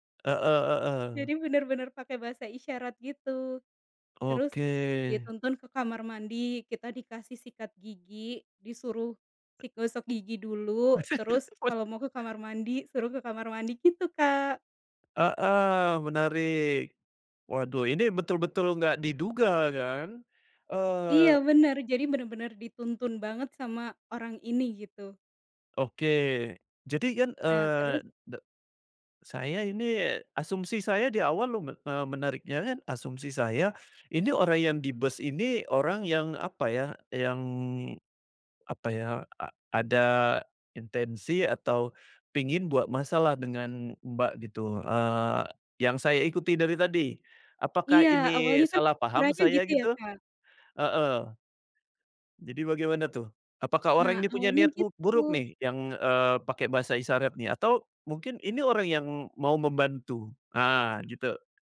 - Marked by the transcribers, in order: drawn out: "Oke"; tapping; laugh
- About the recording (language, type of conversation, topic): Indonesian, podcast, Pernahkah kamu bertemu orang asing yang membantumu saat sedang kesulitan, dan bagaimana ceritanya?